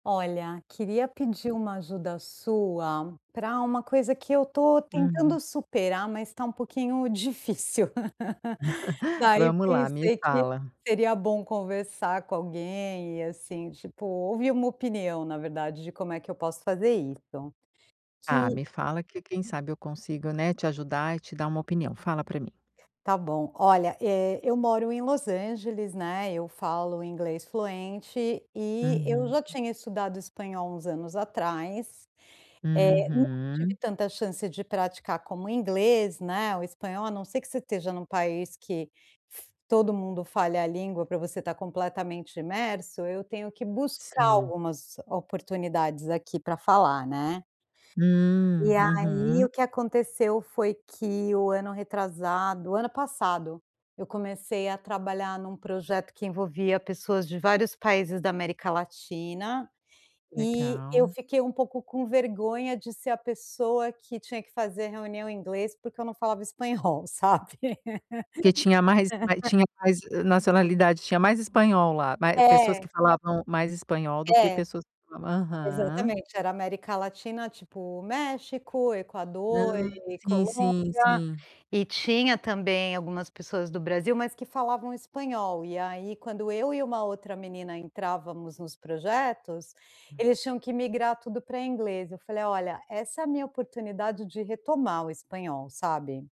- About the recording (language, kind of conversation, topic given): Portuguese, advice, Como posso praticar conversação e reduzir a ansiedade ao falar?
- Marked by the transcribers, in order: tapping; chuckle; other background noise; laugh